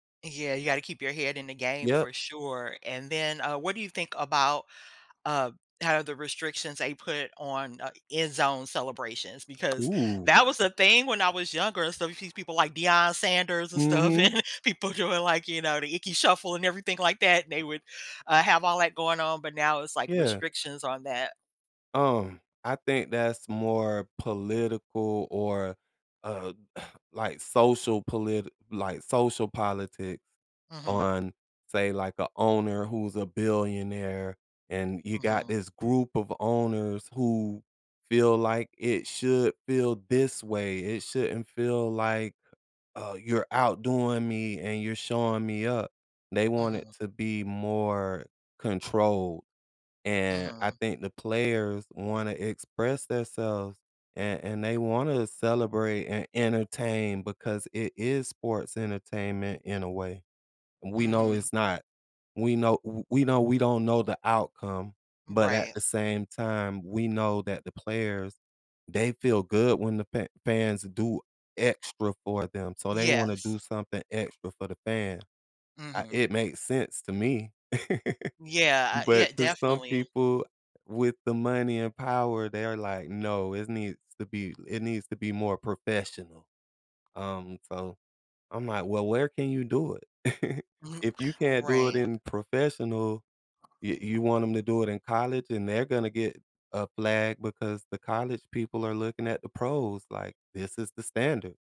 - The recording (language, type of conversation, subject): English, unstructured, How should I balance personal expression with representing my team?
- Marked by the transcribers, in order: tapping; laughing while speaking: "and people doing, like"; other background noise; laugh; laugh